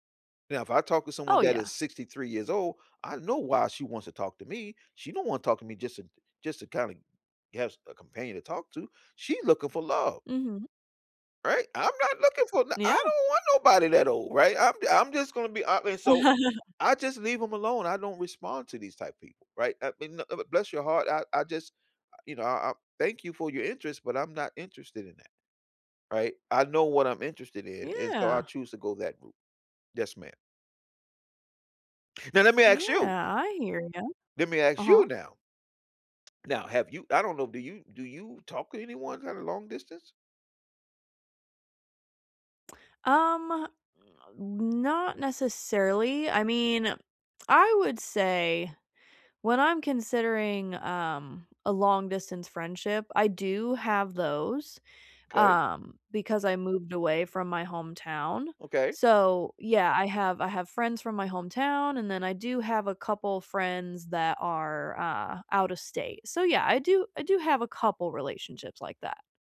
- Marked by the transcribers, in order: laugh; stressed: "you"; tapping
- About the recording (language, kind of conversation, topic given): English, unstructured, How can I keep a long-distance relationship feeling close without constant check-ins?